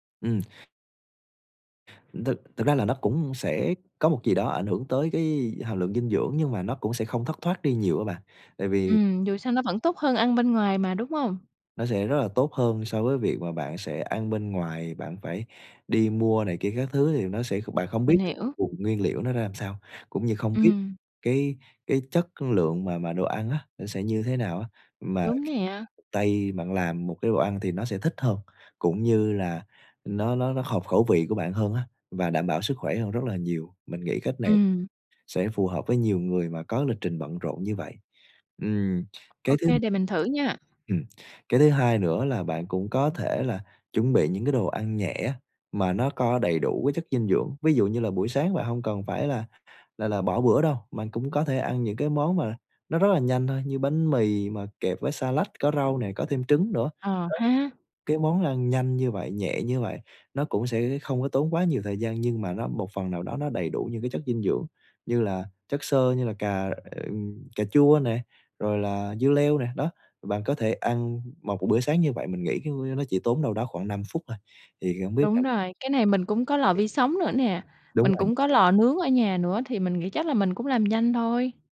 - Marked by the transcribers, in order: tapping; other background noise
- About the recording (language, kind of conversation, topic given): Vietnamese, advice, Khó duy trì chế độ ăn lành mạnh khi quá bận công việc.